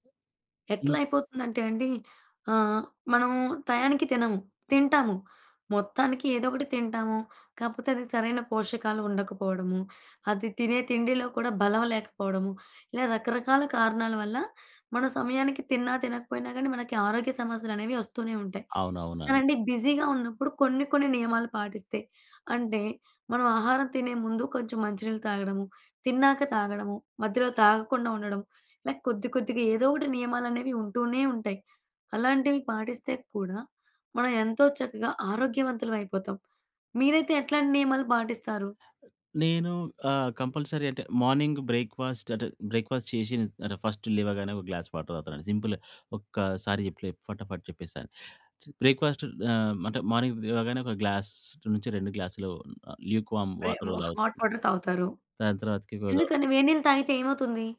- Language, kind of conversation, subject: Telugu, podcast, అత్యంత బిజీ దినచర్యలో మీరు మీ ఆరోగ్యాన్ని ఎలా కాపాడుకుంటారు?
- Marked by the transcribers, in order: other background noise; in English: "బిజీగా"; in English: "లైక్"; in English: "బ్రేక్‌ఫాస్ట్"; in English: "బ్రేక్‌ఫాస్ట్"; in English: "ఫస్ట్"; in English: "గ్లాస్ వాటర్"; in English: "సింపుల్‌గా"; in English: "బ్రేక్‌ఫాస్ట్"; in English: "మార్నింగ్"; in English: "గ్లాస్"; in English: "లూక్ వార్మ్ వాటర్"; in English: "హాట్ వాటర్"; unintelligible speech